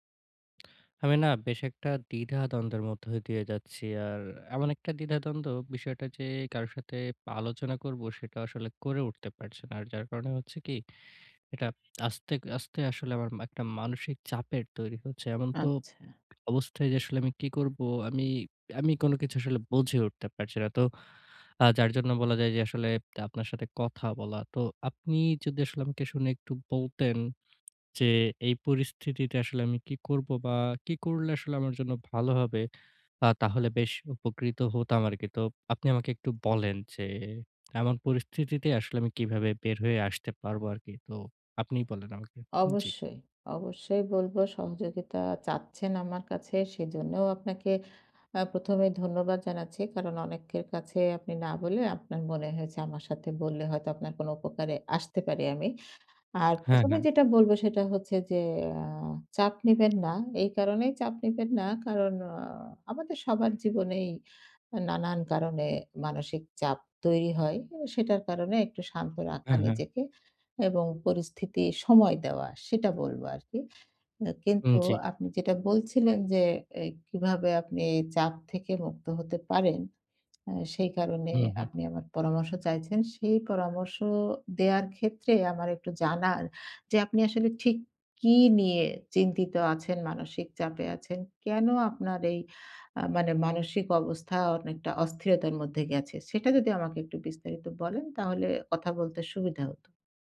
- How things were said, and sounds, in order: lip smack; lip smack; swallow; lip smack; tapping; other background noise
- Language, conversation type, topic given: Bengali, advice, ট্রেন্ড মেনে চলব, নাকি নিজের স্টাইল ধরে রাখব?